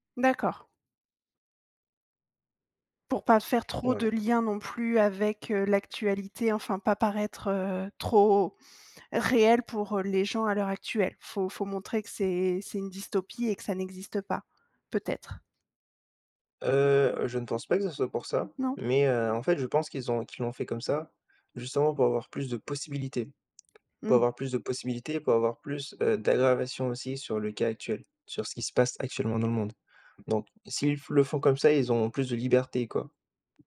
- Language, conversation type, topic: French, podcast, Peux-tu me parler d’un film qui t’a marqué récemment ?
- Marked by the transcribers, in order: tapping